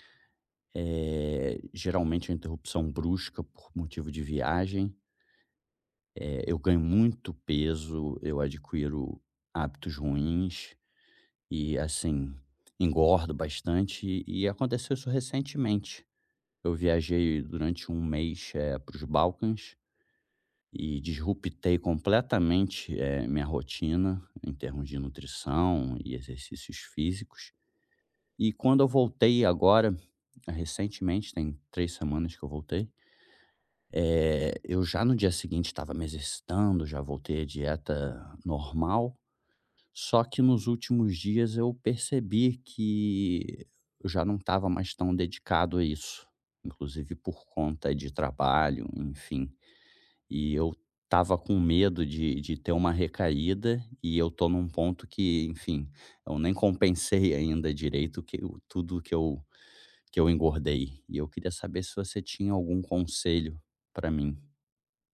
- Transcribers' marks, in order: tapping; other background noise
- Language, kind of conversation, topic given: Portuguese, advice, Como lidar com o medo de uma recaída após uma pequena melhora no bem-estar?